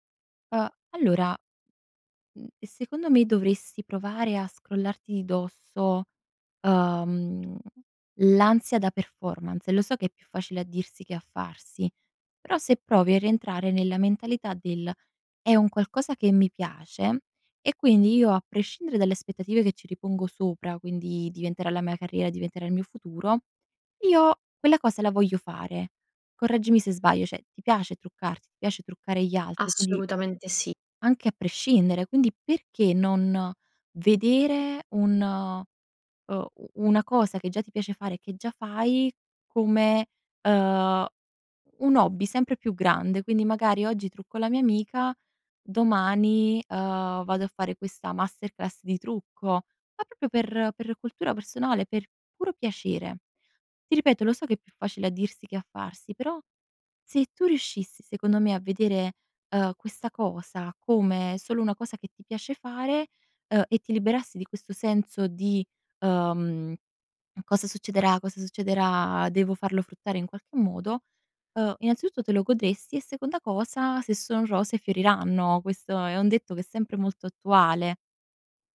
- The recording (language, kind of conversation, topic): Italian, advice, Come posso capire perché mi sento bloccato nella carriera e senza un senso personale?
- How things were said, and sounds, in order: "cioè" said as "ceh"; "proprio" said as "propio"